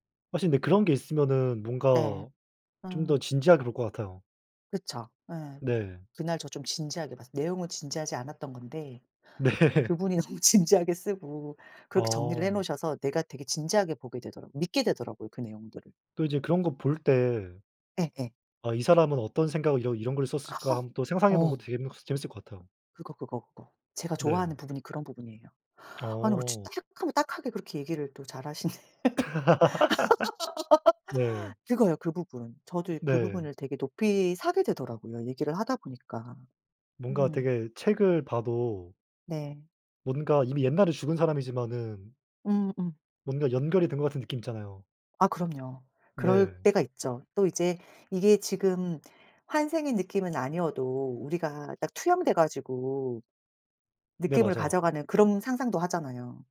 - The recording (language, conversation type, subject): Korean, unstructured, 가짜 뉴스가 사회에 어떤 영향을 미칠까요?
- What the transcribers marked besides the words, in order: laughing while speaking: "너무 진지하게"; laughing while speaking: "네"; gasp; unintelligible speech; laugh; laughing while speaking: "잘하시네"; laugh; other background noise